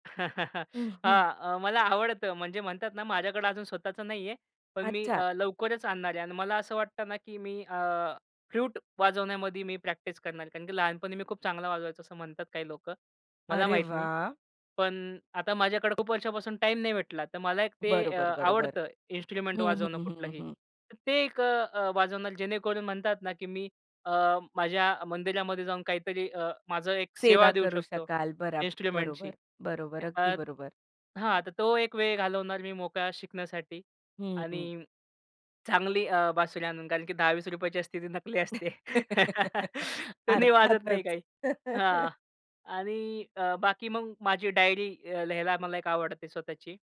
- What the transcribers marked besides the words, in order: chuckle; other background noise; laugh; laughing while speaking: "अर्थातच"; chuckle; laugh
- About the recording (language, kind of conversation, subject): Marathi, podcast, मोकळा वेळ मिळाला की तुम्हाला काय करायला सर्वात जास्त आवडतं?